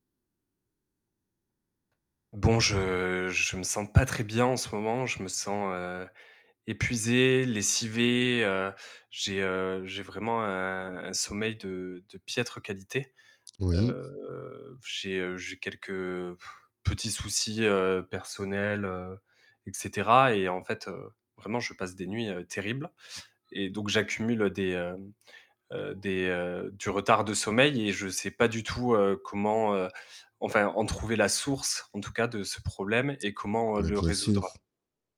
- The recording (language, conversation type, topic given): French, advice, Comment décririez-vous votre incapacité à dormir à cause de pensées qui tournent en boucle ?
- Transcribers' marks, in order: tapping; drawn out: "Heu"; blowing